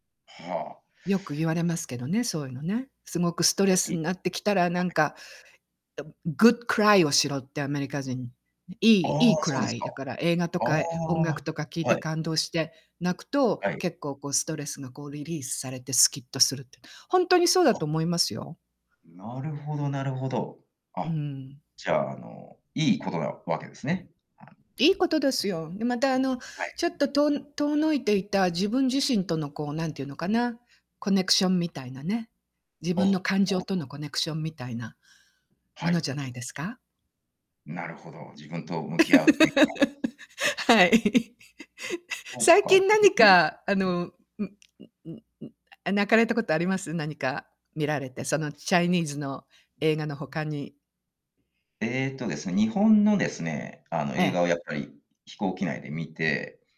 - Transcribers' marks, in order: unintelligible speech; distorted speech; put-on voice: "good cry"; in English: "good cry"; put-on voice: "cry"; in English: "cry"; in English: "リリース"; other background noise; laugh; laughing while speaking: "はい"; unintelligible speech
- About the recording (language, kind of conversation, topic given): Japanese, unstructured, 映画やドラマを見て泣いたのはなぜですか？